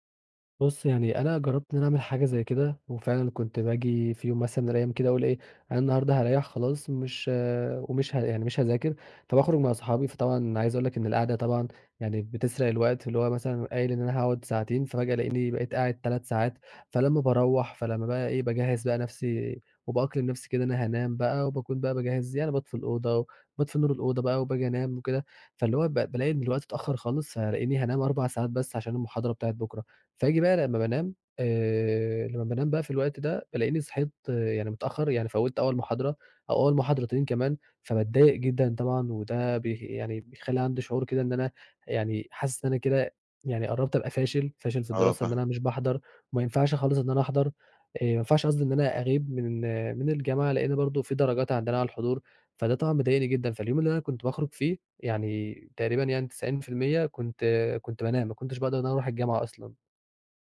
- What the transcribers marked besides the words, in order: tapping
- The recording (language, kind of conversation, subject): Arabic, advice, إيه اللي بيخليك تحس بإرهاق من كتر المواعيد ومفيش وقت تريح فيه؟